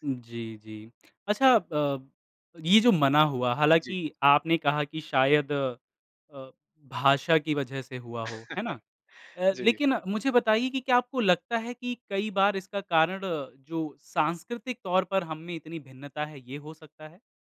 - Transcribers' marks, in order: chuckle
- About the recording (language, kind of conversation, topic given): Hindi, podcast, किस स्थानीय व्यक्ति से मिली खास मदद का किस्सा क्या है?
- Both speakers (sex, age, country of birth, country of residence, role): male, 25-29, India, India, host; male, 35-39, India, India, guest